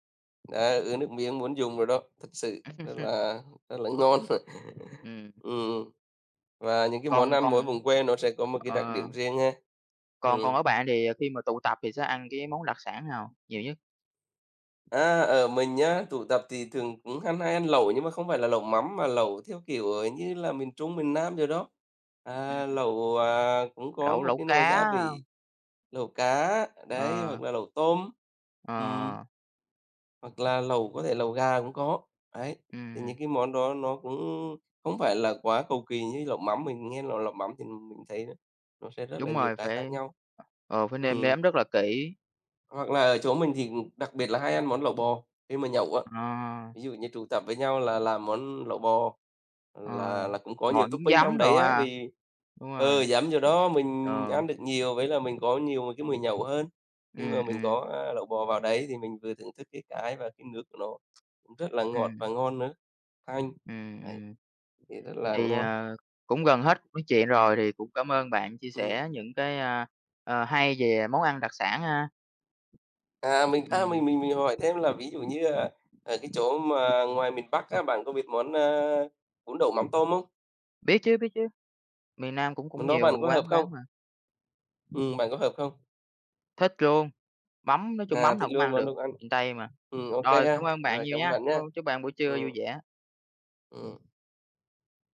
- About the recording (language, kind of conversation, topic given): Vietnamese, unstructured, Bạn yêu thích món đặc sản vùng miền nào nhất?
- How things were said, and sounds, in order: tapping; chuckle; laughing while speaking: "rất là ngon mà"; in English: "topping"; other background noise